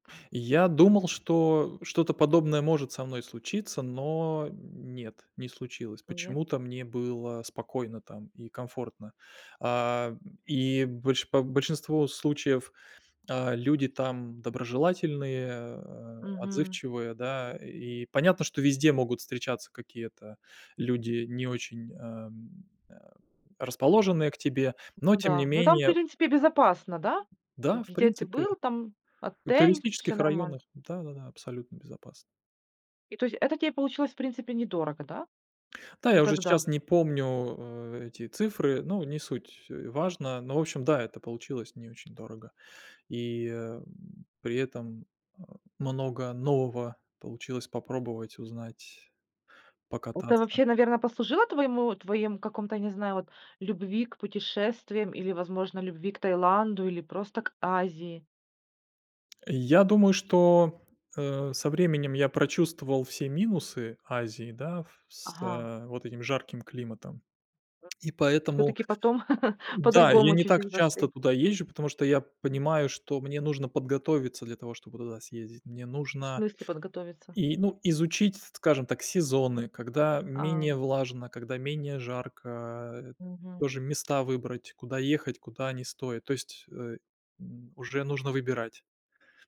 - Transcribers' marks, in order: tapping; background speech; tongue click; other background noise; chuckle
- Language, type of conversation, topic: Russian, podcast, С чего началось ваше первое самостоятельное путешествие?